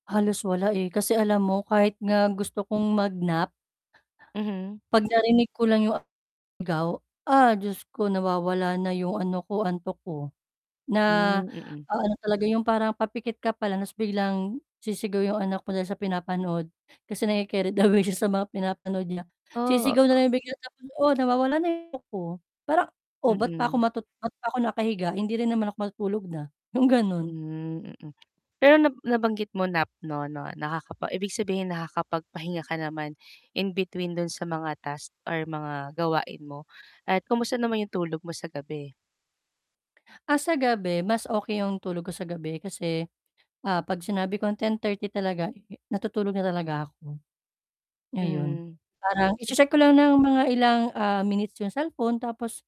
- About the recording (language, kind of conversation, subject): Filipino, advice, Paano ako magkakaroon ng pokus kapag madali akong madistract at napapadalas ang pag-ooverthink ko?
- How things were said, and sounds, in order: other noise; unintelligible speech; distorted speech; laughing while speaking: "c caried away siya sa mga pinapanood niya"; static; unintelligible speech; tapping